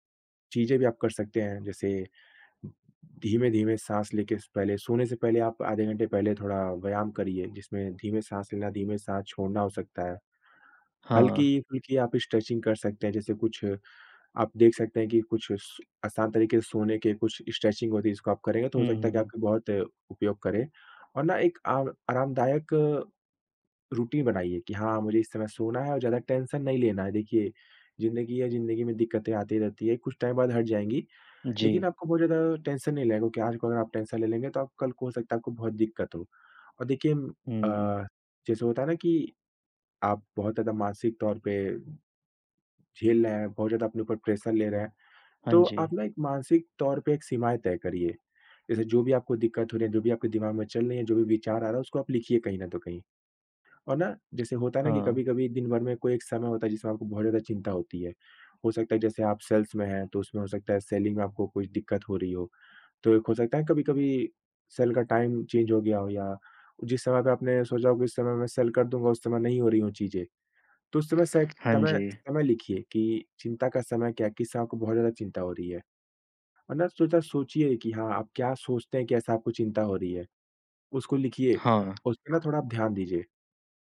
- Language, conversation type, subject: Hindi, advice, सोने से पहले चिंता और विचारों का लगातार दौड़ना
- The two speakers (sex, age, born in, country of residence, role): male, 25-29, India, India, advisor; male, 25-29, India, India, user
- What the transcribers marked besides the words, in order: in English: "स्ट्रेचिंग"; in English: "स्ट्रेचिंग"; in English: "रूटीन"; in English: "टेंशन"; in English: "टाइम"; in English: "टेंशन"; in English: "टेंशन"; in English: "प्रेशर"; in English: "सेल्स"; in English: "सेलिंग"; in English: "सेल"; in English: "टाइम चेंज"; in English: "सेल"; other background noise; tapping